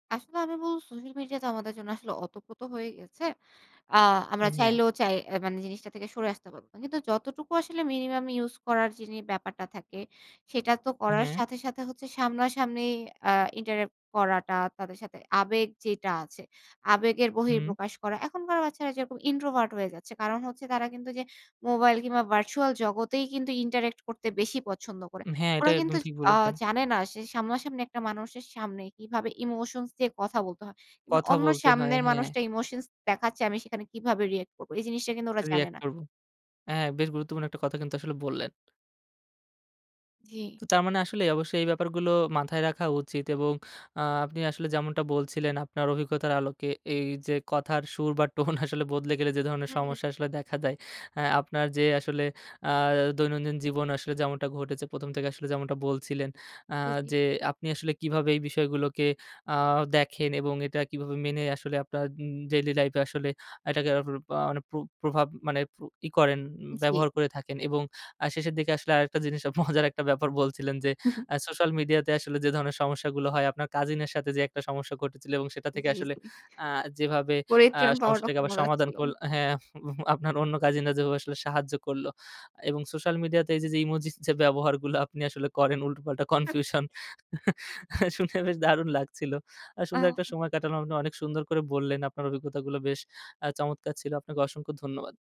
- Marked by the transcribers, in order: in English: "interact"; in English: "introvert"; in English: "interact"; "দেখাচ্ছে" said as "দেখাচ্চে"; other background noise; laughing while speaking: "টোন"; unintelligible speech; laughing while speaking: "মজার একটা ব্যাপার বলছিলেন"; chuckle; unintelligible speech; chuckle; laughing while speaking: "শুনে বেশ দারুণ লাগছিল"
- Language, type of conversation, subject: Bengali, podcast, কথার সুর বদলে গেলে কি আপনার মনে হয় বার্তার অর্থও বদলে যায়?